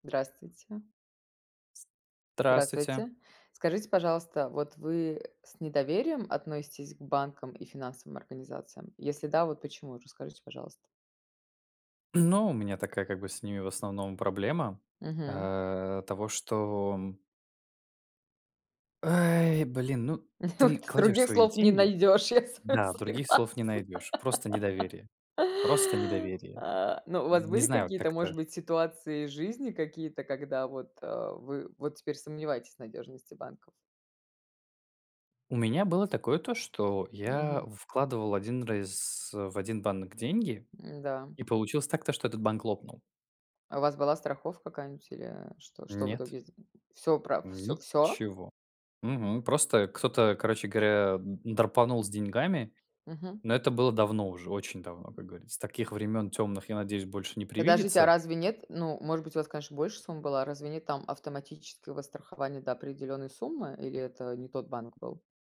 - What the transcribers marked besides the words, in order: tapping; laughing while speaking: "Вот"; laughing while speaking: "я с вами согласна"; laugh; surprised: "всё?"
- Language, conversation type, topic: Russian, unstructured, Что заставляет вас не доверять банкам и другим финансовым организациям?